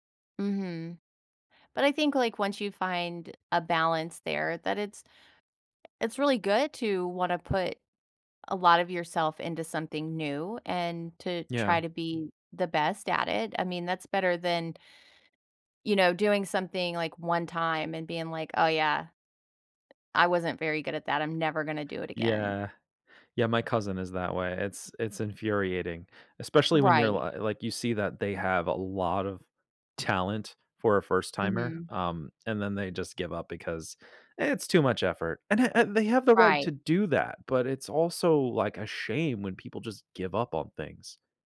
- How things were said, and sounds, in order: none
- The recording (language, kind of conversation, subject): English, unstructured, How do I handle envy when someone is better at my hobby?